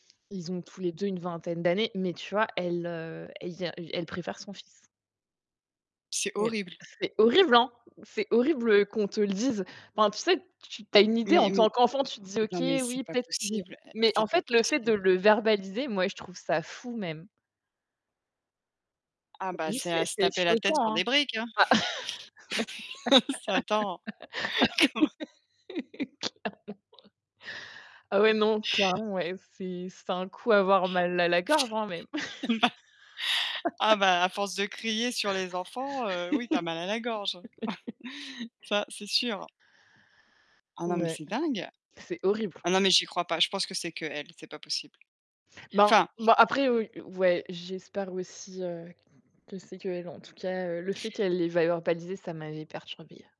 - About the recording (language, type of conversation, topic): French, unstructured, Qu’est-ce qui te rend fier de la personne que tu es ?
- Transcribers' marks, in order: static; tapping; distorted speech; unintelligible speech; other background noise; laugh; laughing while speaking: "Ah ouais, clairement"; laughing while speaking: "Comment"; laughing while speaking: "Eh ben !"; laugh; laugh; chuckle